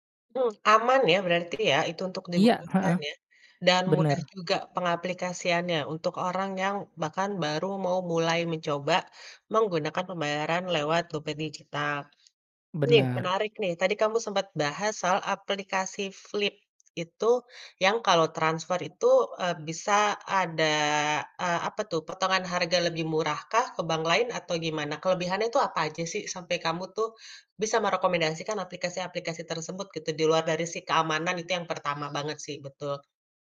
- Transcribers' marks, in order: none
- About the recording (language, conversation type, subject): Indonesian, podcast, Bagaimana menurutmu keuangan pribadi berubah dengan hadirnya mata uang digital?